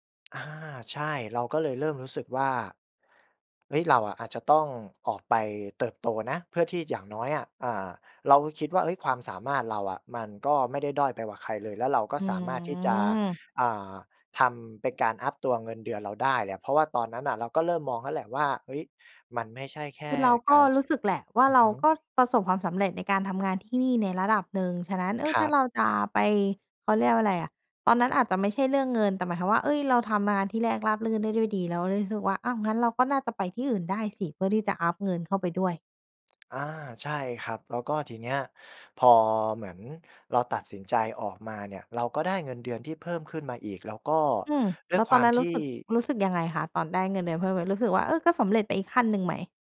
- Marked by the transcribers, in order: other background noise
- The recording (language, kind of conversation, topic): Thai, podcast, คุณวัดความสำเร็จด้วยเงินเพียงอย่างเดียวหรือเปล่า?